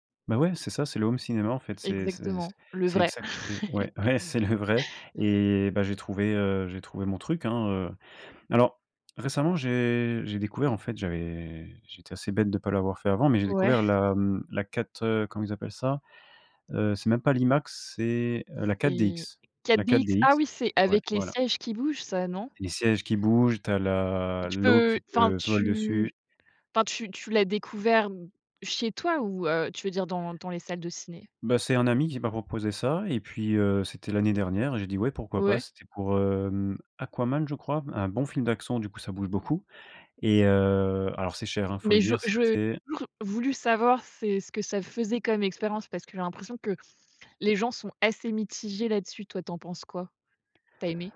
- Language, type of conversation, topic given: French, podcast, Tu es plutôt streaming ou cinéma, et pourquoi ?
- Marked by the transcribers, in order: tapping; laugh; laughing while speaking: "c'est le vrai"; other noise